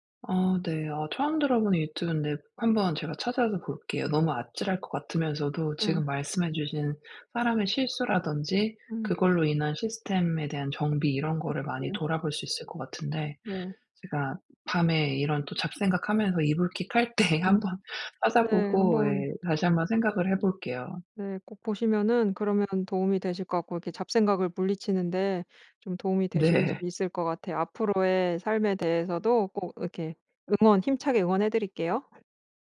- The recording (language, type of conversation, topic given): Korean, advice, 실수한 후 자신감을 어떻게 다시 회복할 수 있을까요?
- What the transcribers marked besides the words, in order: unintelligible speech; laughing while speaking: "때 한번"; other background noise; tapping; laughing while speaking: "네"